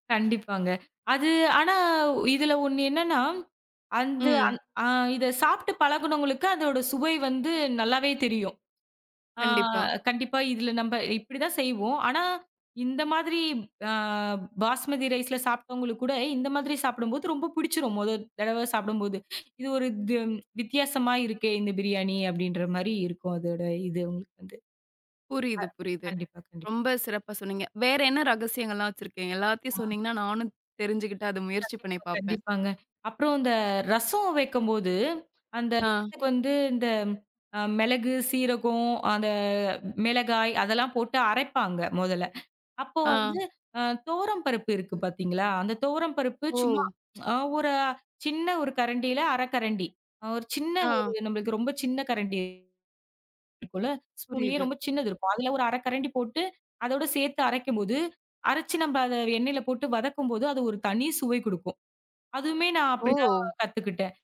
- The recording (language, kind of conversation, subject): Tamil, podcast, உங்கள் சமையல் குறிப்பில் உள்ள குடும்ப ரகசியங்களைப் பற்றி பகிர்ந்து சொல்ல முடியுமா?
- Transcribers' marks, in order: surprised: "ஓ!"